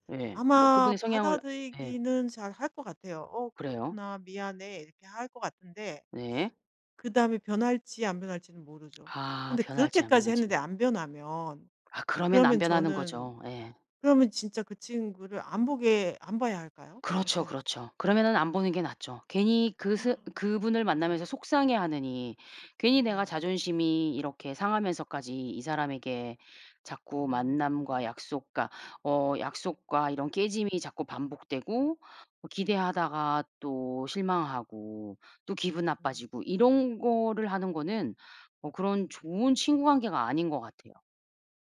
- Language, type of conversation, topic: Korean, advice, 친구가 약속을 반복해서 취소해 상처받았을 때 어떻게 말하면 좋을까요?
- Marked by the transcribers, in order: other background noise; gasp